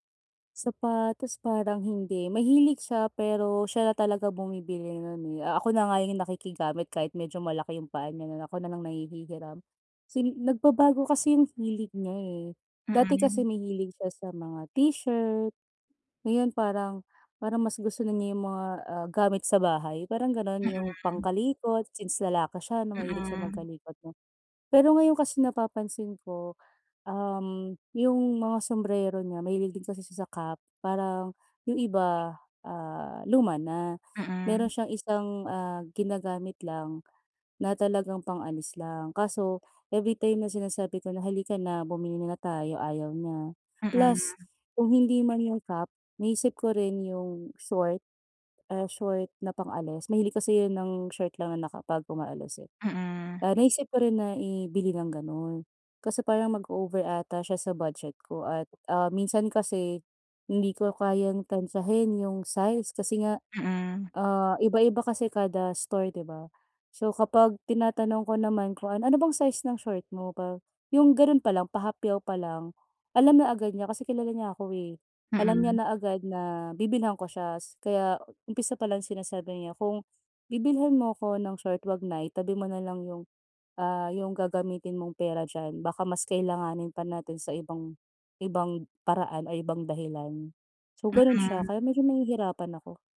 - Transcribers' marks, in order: "nanghihihiram" said as "nanghihigiram"; other background noise
- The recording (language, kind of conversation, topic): Filipino, advice, Paano ako pipili ng makabuluhang regalo para sa isang espesyal na tao?